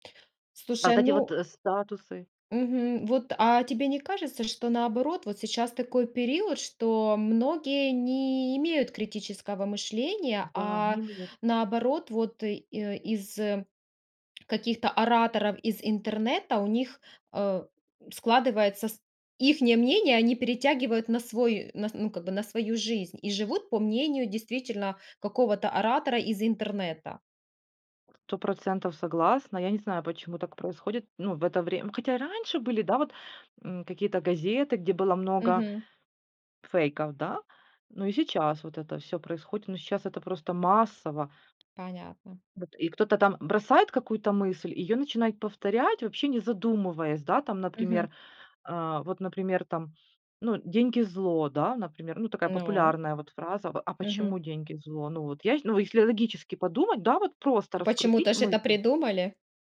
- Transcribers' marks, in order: unintelligible speech; lip smack; tapping
- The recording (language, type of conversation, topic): Russian, podcast, Как не утонуть в чужих мнениях в соцсетях?